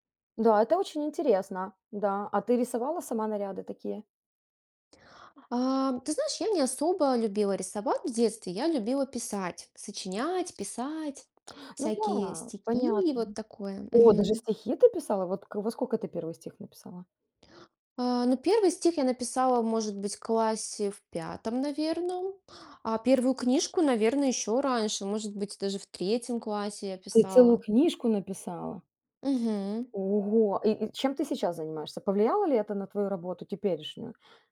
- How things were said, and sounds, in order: other background noise; tapping; surprised: "О, даже стихи ты писала"
- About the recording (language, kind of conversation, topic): Russian, podcast, Чем ты любил(а) мастерить своими руками в детстве?